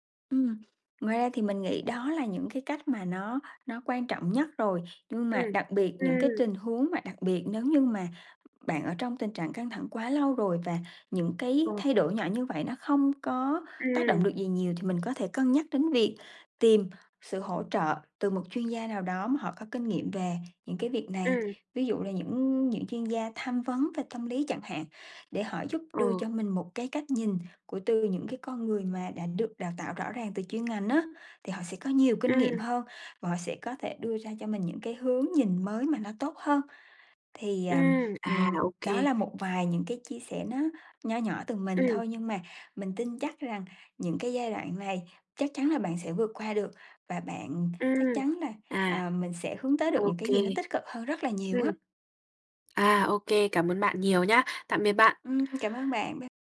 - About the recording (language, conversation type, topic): Vietnamese, advice, Vì sao tôi thường cảm thấy cạn kiệt năng lượng sau giờ làm và mất hứng thú với các hoạt động thường ngày?
- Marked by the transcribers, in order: other background noise; tapping